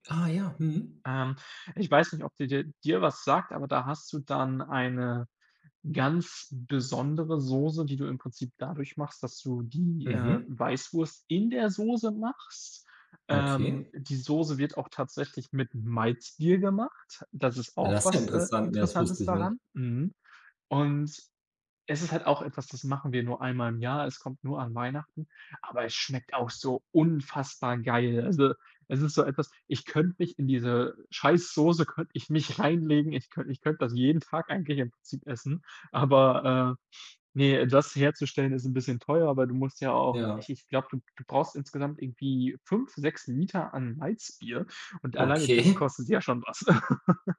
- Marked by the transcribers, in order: other background noise; tapping; laughing while speaking: "Okay"; chuckle
- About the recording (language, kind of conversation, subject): German, unstructured, Was ist dein Lieblingsessen und warum?